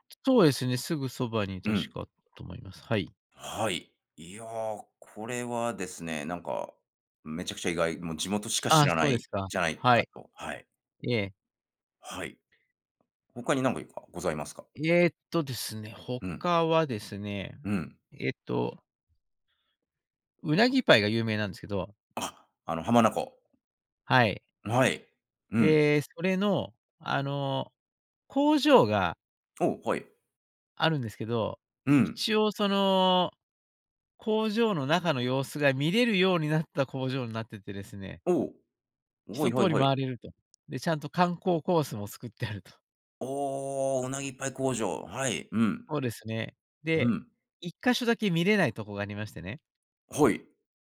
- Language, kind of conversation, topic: Japanese, podcast, 地元の人しか知らない穴場スポットを教えていただけますか？
- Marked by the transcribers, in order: other noise